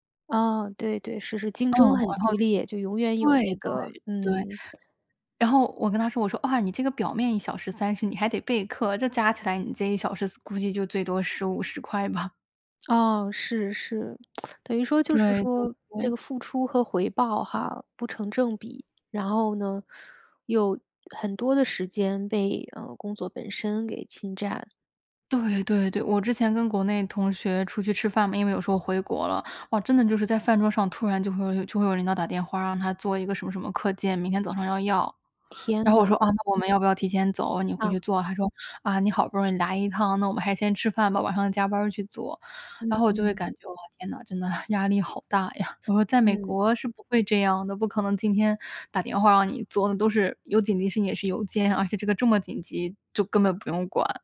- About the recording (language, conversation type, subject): Chinese, podcast, 有哪次旅行让你重新看待人生？
- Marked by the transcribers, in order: other background noise; other noise; laughing while speaking: "吧"; laughing while speaking: "呀"